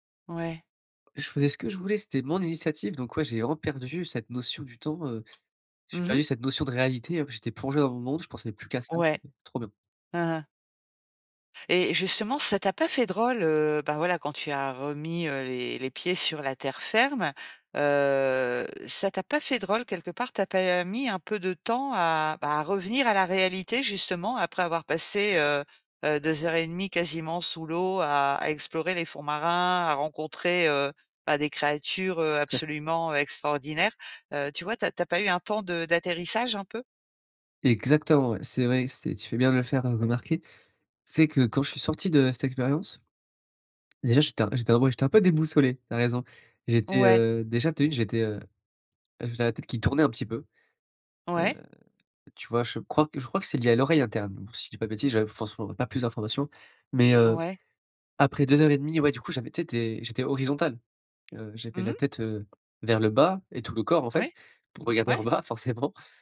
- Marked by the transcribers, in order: tapping; unintelligible speech; laughing while speaking: "regarder en bas, forcément"
- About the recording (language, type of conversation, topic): French, podcast, Raconte une séance où tu as complètement perdu la notion du temps ?